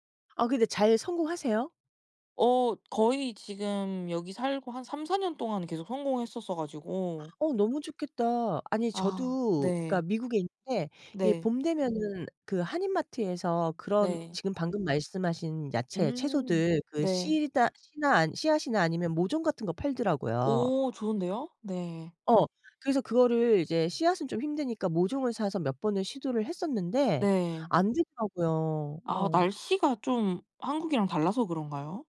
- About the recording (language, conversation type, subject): Korean, unstructured, 요즘 취미로 무엇을 즐기고 있나요?
- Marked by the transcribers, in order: other background noise